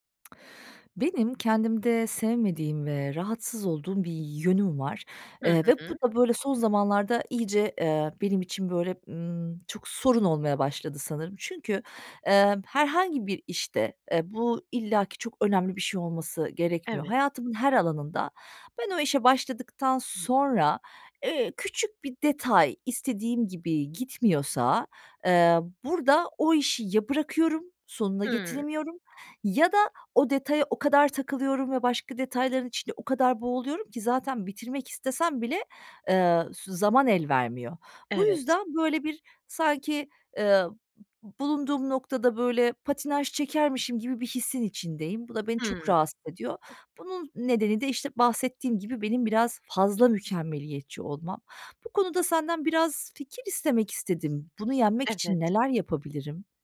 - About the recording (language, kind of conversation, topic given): Turkish, advice, Mükemmeliyetçilik yüzünden ertelemeyi ve bununla birlikte gelen suçluluk duygusunu nasıl yaşıyorsunuz?
- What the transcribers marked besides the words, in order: other background noise; other noise